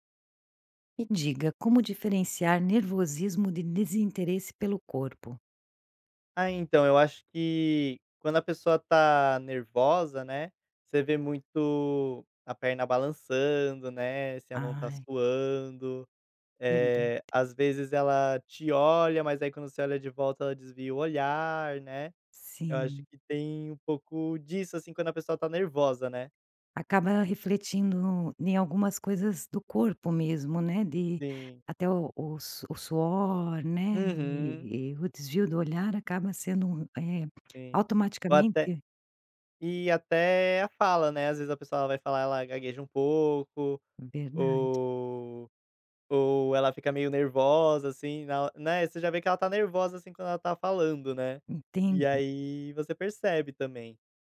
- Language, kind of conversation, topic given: Portuguese, podcast, Como diferenciar, pela linguagem corporal, nervosismo de desinteresse?
- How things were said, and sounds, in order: tapping